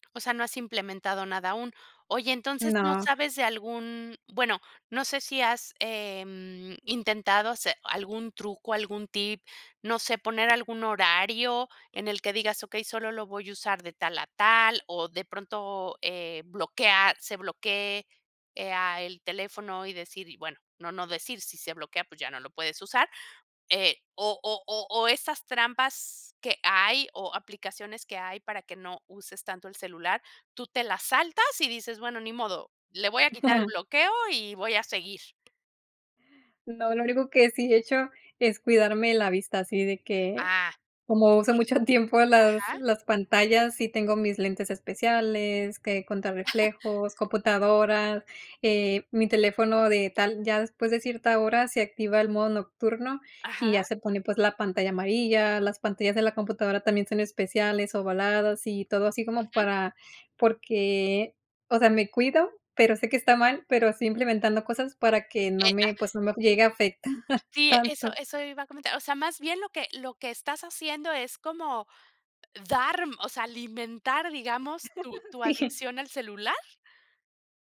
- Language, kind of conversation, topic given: Spanish, podcast, ¿Hasta dónde dejas que el móvil controle tu día?
- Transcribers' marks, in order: in English: "tip"; chuckle; tapping; chuckle; other background noise; laugh